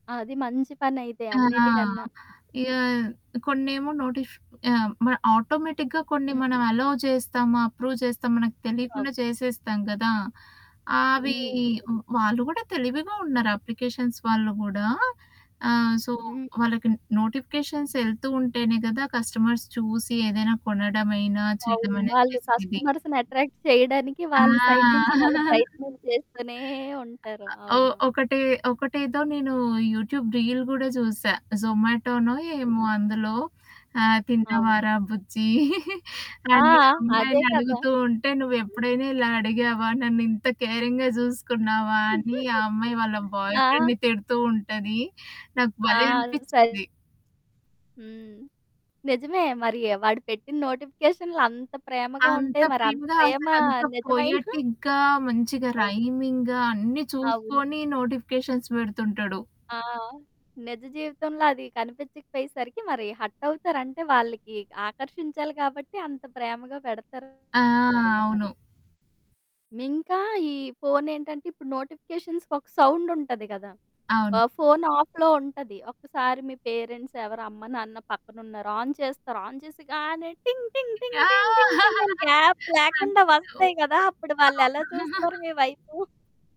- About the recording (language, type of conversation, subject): Telugu, podcast, నోటిఫికేషన్లు వచ్చినప్పుడు మీరు సాధారణంగా ఎలా స్పందిస్తారు?
- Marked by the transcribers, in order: static; other background noise; in English: "ఆటోమేటిక్‌గా"; in English: "అలౌ"; in English: "అప్రూవ్"; distorted speech; in English: "అప్లికేషన్స్"; in English: "సో"; in English: "కస్టమర్స్"; in English: "కస్టమర్స్‌ని అట్రాక్ట్"; chuckle; in English: "సైడ్"; in English: "యూట్యూబ్ రీల్"; chuckle; in English: "కేరింగ్‌గా"; giggle; in English: "బాయ్ ఫ్రెండ్‌ని"; in English: "పొయెటిక్‌గా"; in English: "రైమింగ్‌గా"; in English: "నోటిఫికేషన్స్"; in English: "ఆఫ్‌లో"; in English: "ఆన్"; in English: "ఆన్"; laugh; unintelligible speech; in English: "గ్యాప్"